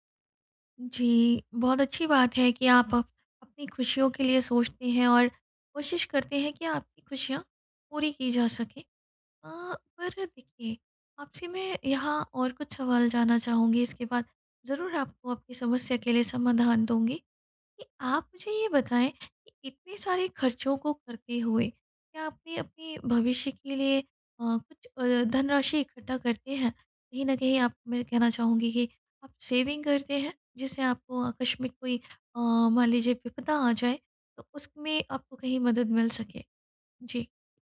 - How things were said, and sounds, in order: in English: "सेविंग"
- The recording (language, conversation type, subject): Hindi, advice, पैसे बचाते हुए जीवन की गुणवत्ता कैसे बनाए रखूँ?